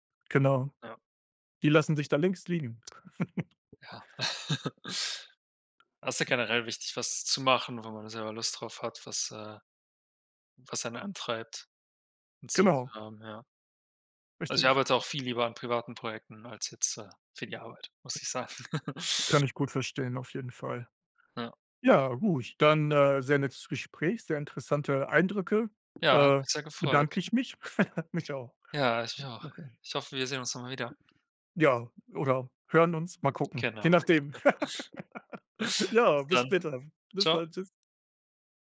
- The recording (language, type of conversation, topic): German, unstructured, Wie bist du zu deinem aktuellen Job gekommen?
- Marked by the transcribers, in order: giggle; giggle; giggle; giggle; laugh